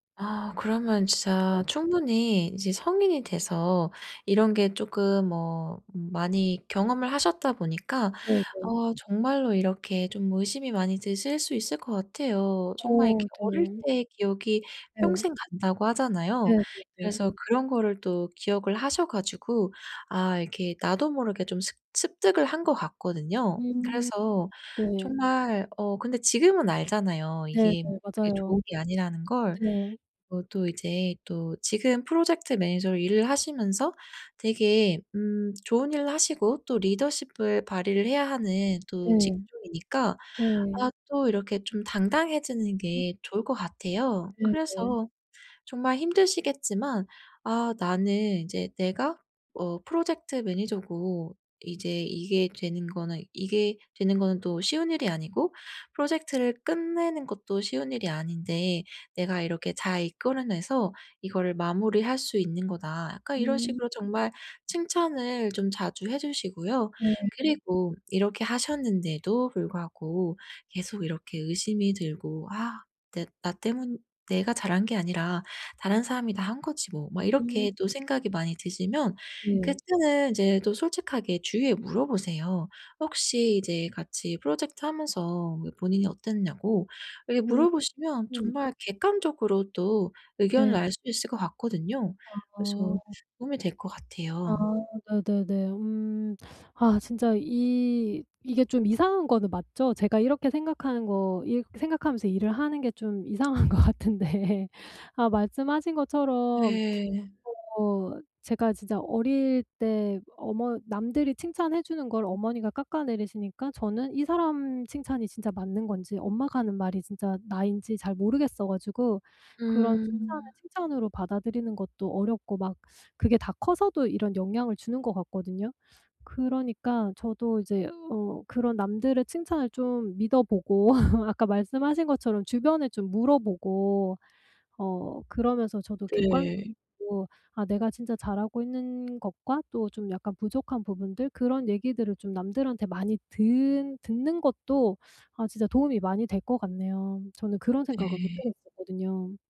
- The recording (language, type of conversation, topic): Korean, advice, 자신감 부족과 자기 의심을 어떻게 관리하면 좋을까요?
- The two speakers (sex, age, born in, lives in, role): female, 30-34, South Korea, United States, advisor; female, 45-49, South Korea, United States, user
- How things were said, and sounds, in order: other background noise; tapping; laughing while speaking: "이상한 것 같은데"; teeth sucking; laugh